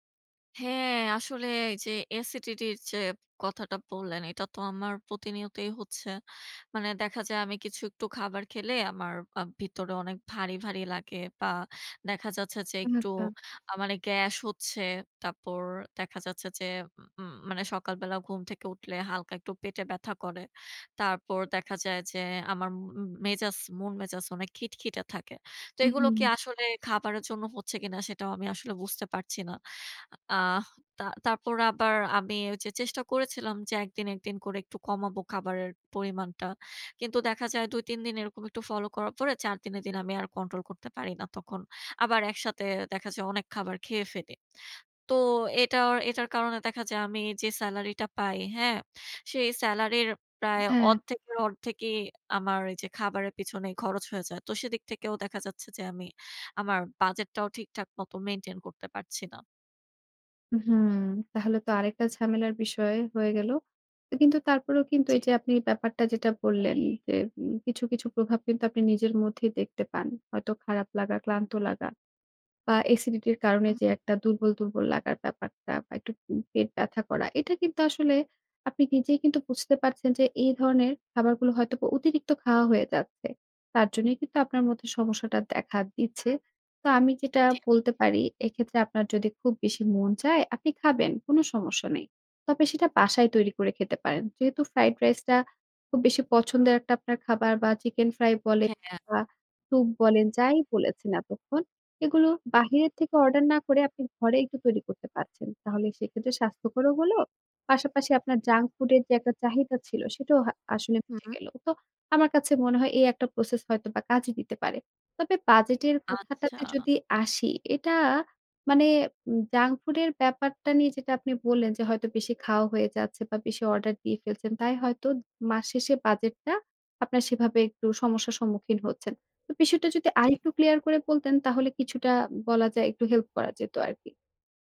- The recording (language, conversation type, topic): Bengali, advice, জাঙ্ক ফুড থেকে নিজেকে বিরত রাখা কেন এত কঠিন লাগে?
- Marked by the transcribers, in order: in English: "acidity"; horn; in English: "junk food"; in English: "process"